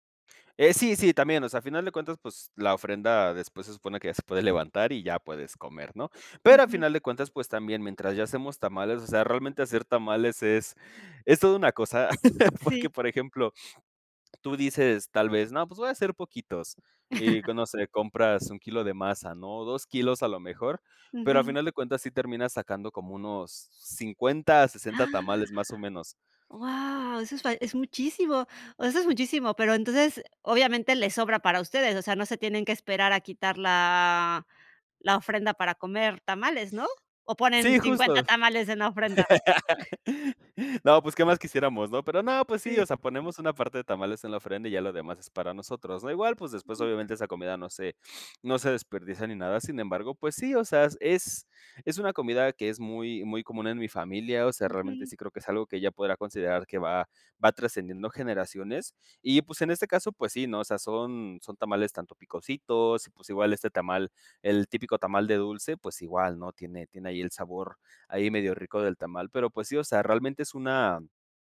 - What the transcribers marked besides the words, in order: laugh; laughing while speaking: "porque, por ejemplo"; tapping; chuckle; other background noise; laugh; chuckle; sniff
- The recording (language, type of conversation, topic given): Spanish, podcast, ¿Tienes alguna receta familiar que hayas transmitido de generación en generación?